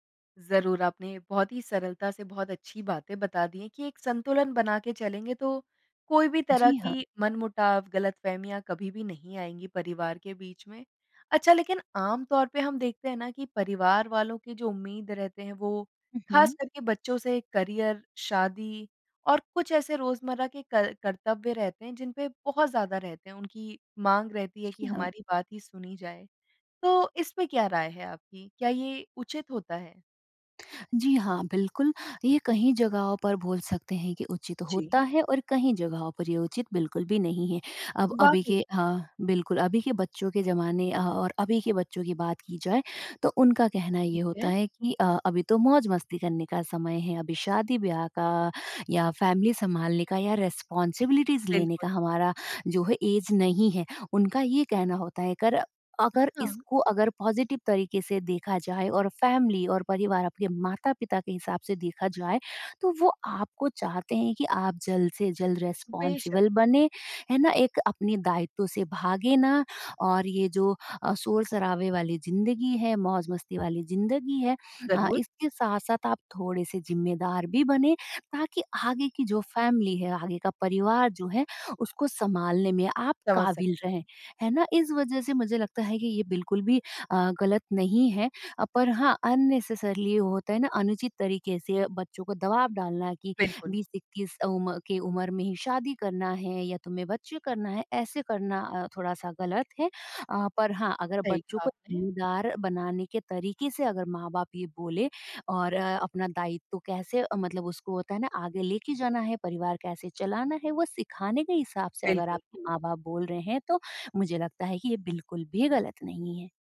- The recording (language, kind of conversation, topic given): Hindi, podcast, क्या पारिवारिक उम्मीदें सहारा बनती हैं या दबाव पैदा करती हैं?
- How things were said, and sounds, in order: in English: "करियर"; other background noise; tapping; in English: "फैमिली"; in English: "रिस्पांसिबिलिटीज़"; in English: "ऐज"; in English: "पॉजिटिव"; in English: "फैमिली"; in English: "रिस्पॉन्सिबल"; in English: "फैमिली"; in English: "अननेसेसरीली"